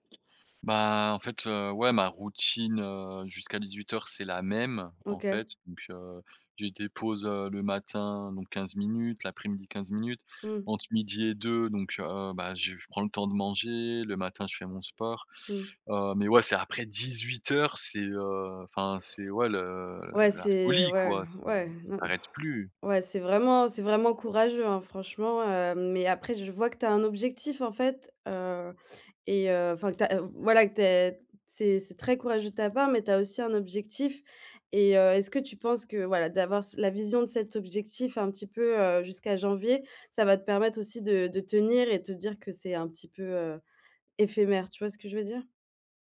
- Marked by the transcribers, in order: tapping; stressed: "dix-huit heures"; blowing
- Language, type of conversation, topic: French, advice, Comment puis-je redéfinir mes limites entre le travail et la vie personnelle pour éviter l’épuisement professionnel ?